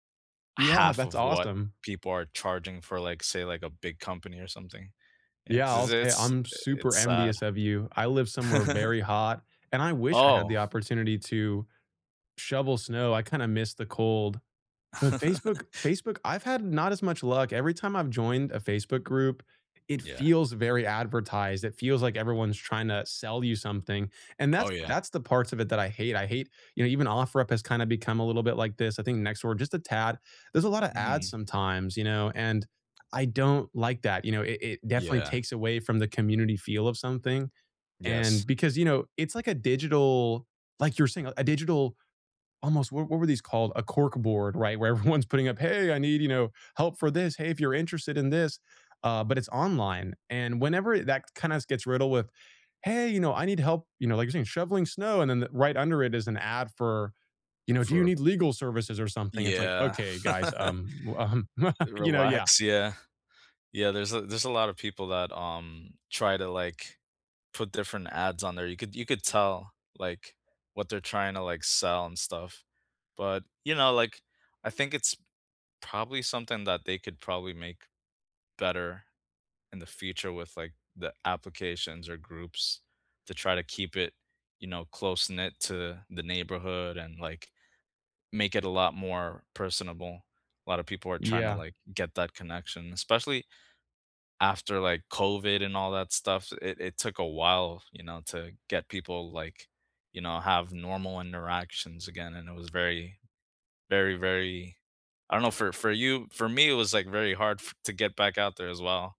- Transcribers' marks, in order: laughing while speaking: "Yeah"; tapping; chuckle; chuckle; laughing while speaking: "everyone's"; put-on voice: "Hey, I need, you know, help for this"; laugh; laughing while speaking: "um"; laugh; laughing while speaking: "Relax"
- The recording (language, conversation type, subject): English, unstructured, How is technology shaping trust and the future of community voice in your life?
- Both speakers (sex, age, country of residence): male, 25-29, United States; male, 35-39, United States